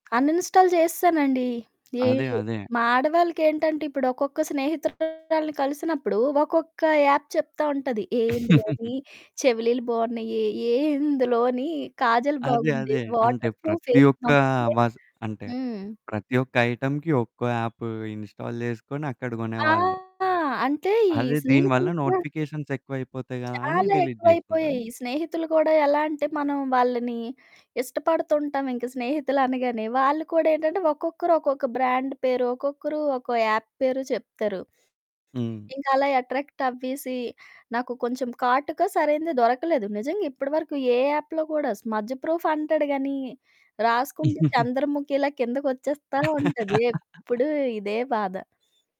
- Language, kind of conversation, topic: Telugu, podcast, మీ దృష్టి నిలకడగా ఉండేందుకు మీరు నోటిఫికేషన్లను ఎలా నియంత్రిస్తారు?
- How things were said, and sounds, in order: static; in English: "అన్ఇన్‌స్టాల్"; distorted speech; in English: "యాప్"; giggle; in English: "ఐటెమ్‌కి"; in English: "యాప్ ఇన్‌స్టాల్"; horn; other background noise; in English: "డిలీట్"; in English: "బ్రాండ్"; in English: "యాప్"; sniff; in English: "యాప్‌లో"; in English: "స్మజ్ ప్రూఫ్"; chuckle; laugh